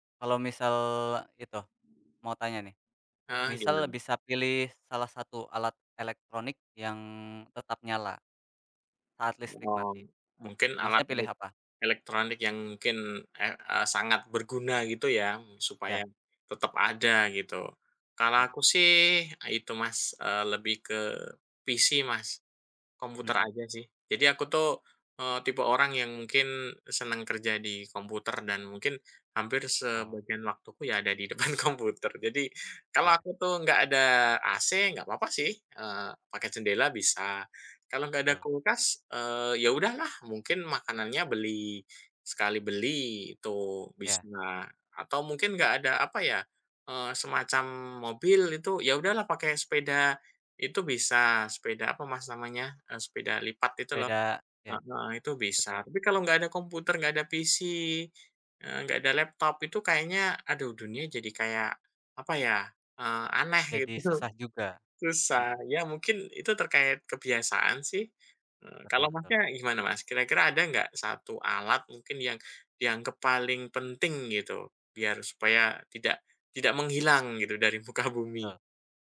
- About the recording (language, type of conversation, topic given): Indonesian, unstructured, Apa yang membuat penemuan listrik begitu penting dalam sejarah manusia?
- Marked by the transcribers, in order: in English: "PC"; other background noise; laughing while speaking: "depan komputer"; in English: "PC"; laughing while speaking: "gitu"; tapping; laughing while speaking: "muka"